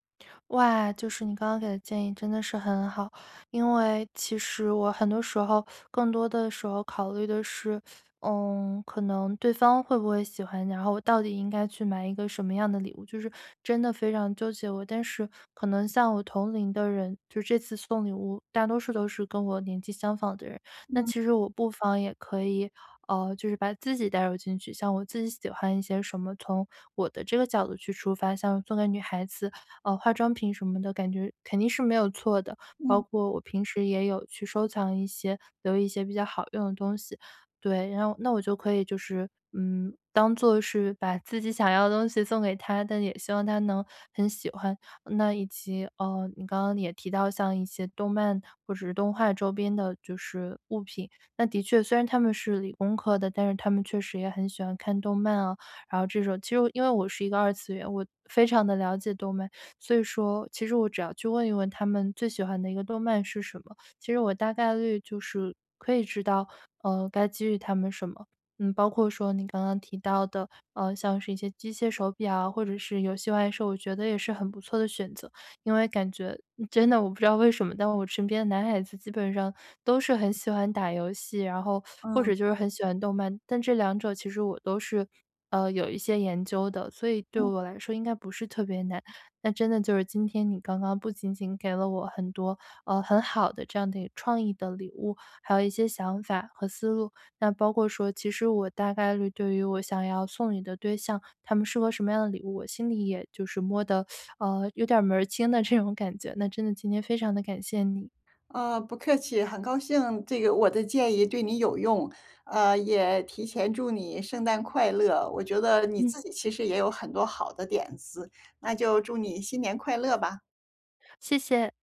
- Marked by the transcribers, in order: laughing while speaking: "真的我不知道"; teeth sucking; laughing while speaking: "这种感觉"
- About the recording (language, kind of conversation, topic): Chinese, advice, 我怎样才能找到适合别人的礼物？